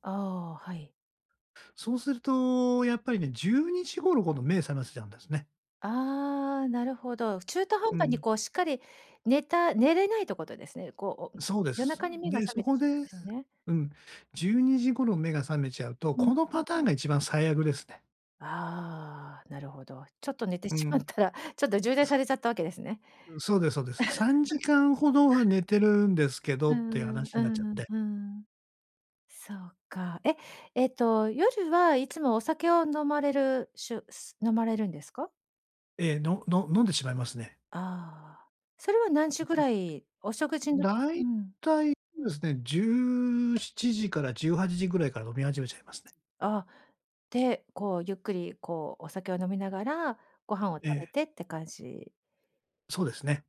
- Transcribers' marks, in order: chuckle; tapping; other background noise
- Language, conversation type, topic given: Japanese, advice, 夜にスマホを使うのをやめて寝つきを良くするにはどうすればいいですか？